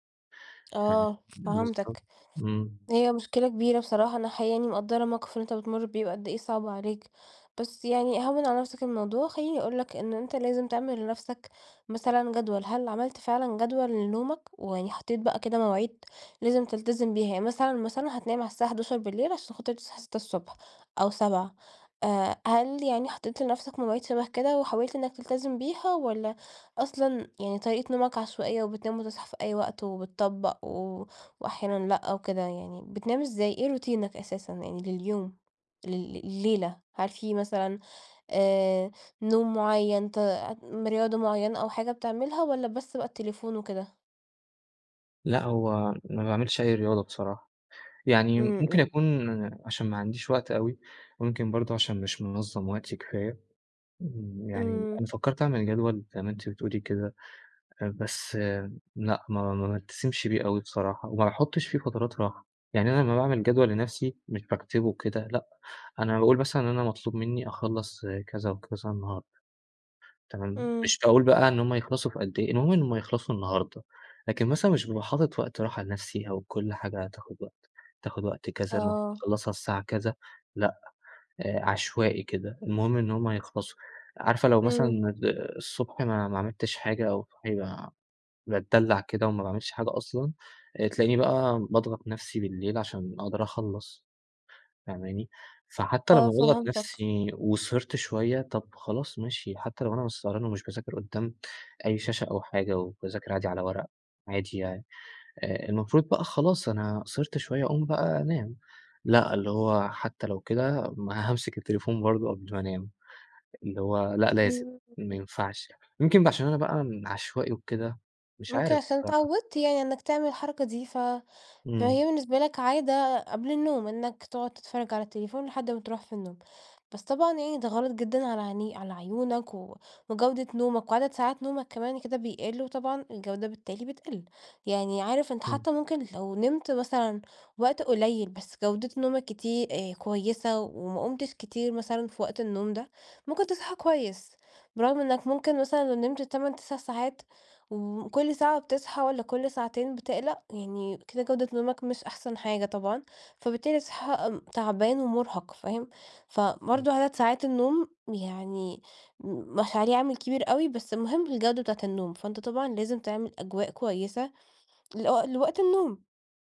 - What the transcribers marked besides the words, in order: tapping; in English: "روتينك"; unintelligible speech
- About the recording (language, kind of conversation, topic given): Arabic, advice, ازاي أقلل وقت استخدام الشاشات قبل النوم؟